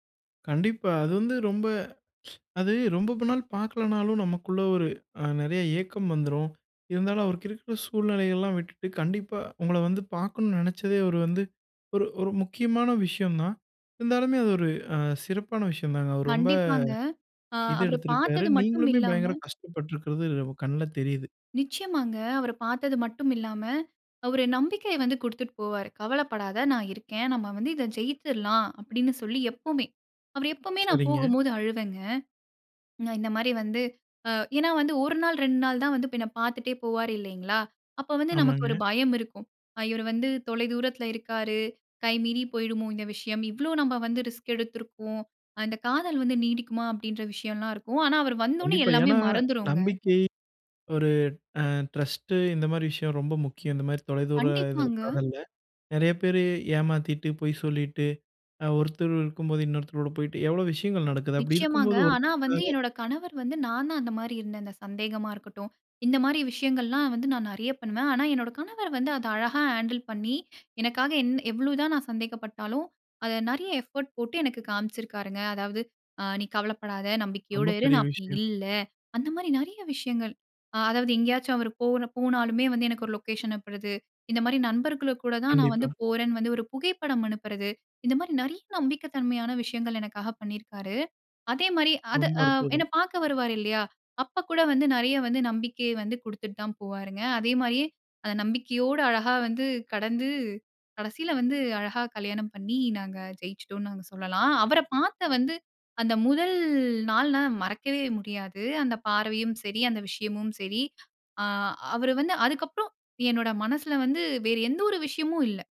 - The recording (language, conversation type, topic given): Tamil, podcast, நீங்கள் அவரை முதலில் எப்படி சந்தித்தீர்கள்?
- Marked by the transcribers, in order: sniff; trusting: "அவர பார்த்தது மட்டும் இல்லாம அவர் … வந்து இத ஜெயிச்சுரலாம்"; in English: "ரிஸ்க்"; other noise; in English: "ட்ரஸ்ட்டு"; in English: "ஹேண்டில்"; in English: "எஃபோர்ட்"; in English: "லொக்கேஷன்"